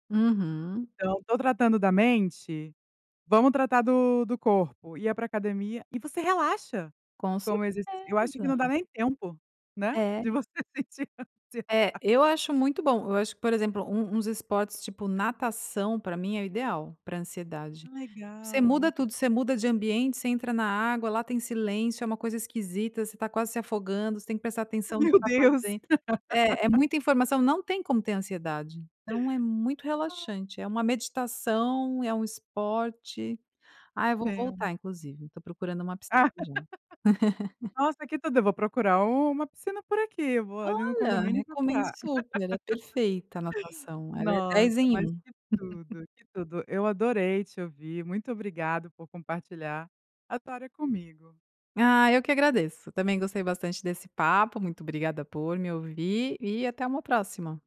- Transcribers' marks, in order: unintelligible speech; laugh; laugh; other noise; laugh
- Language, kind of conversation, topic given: Portuguese, podcast, O que você costuma fazer para aliviar a ansiedade no dia a dia?